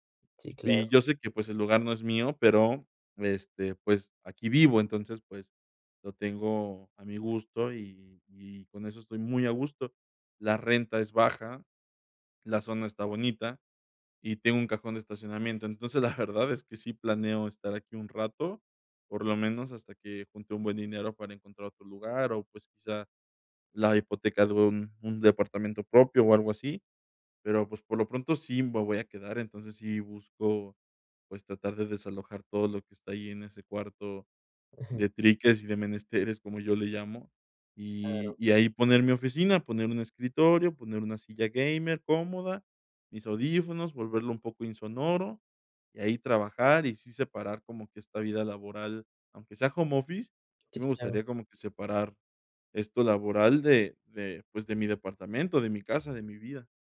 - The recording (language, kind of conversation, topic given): Spanish, advice, ¿Cómo puedo descomponer una meta grande en pasos pequeños y alcanzables?
- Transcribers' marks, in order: laughing while speaking: "la verdad"